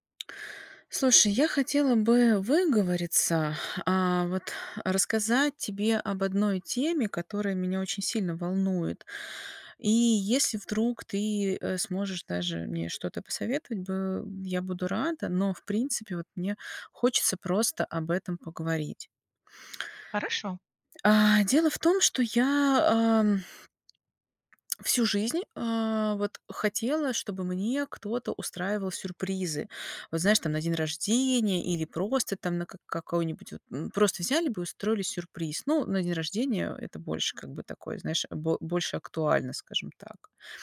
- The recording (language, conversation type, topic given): Russian, advice, Как справиться с перегрузкой и выгоранием во время отдыха и праздников?
- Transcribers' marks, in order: other background noise; lip smack